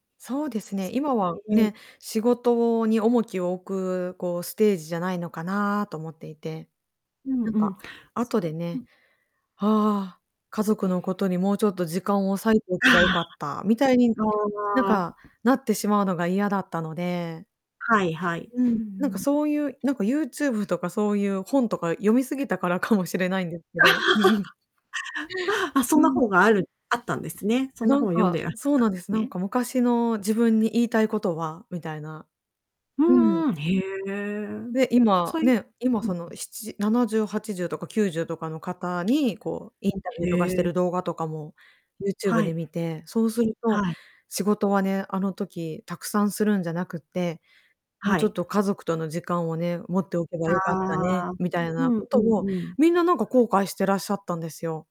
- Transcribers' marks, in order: unintelligible speech; other background noise; laugh; chuckle
- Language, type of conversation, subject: Japanese, podcast, 仕事を選ぶとき、給料とやりがいのどちらを重視しますか、それは今と将来で変わりますか？